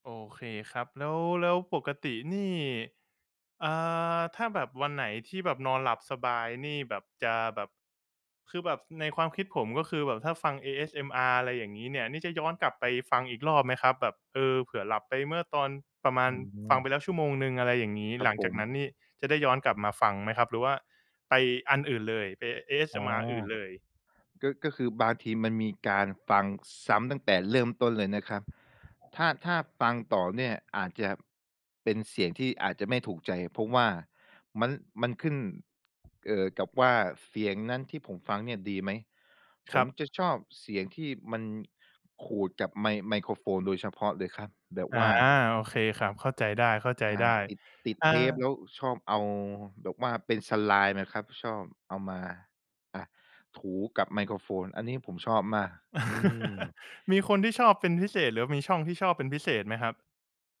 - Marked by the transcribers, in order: tapping; wind; chuckle
- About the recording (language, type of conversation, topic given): Thai, podcast, การใช้โทรศัพท์มือถือก่อนนอนส่งผลต่อการนอนหลับของคุณอย่างไร?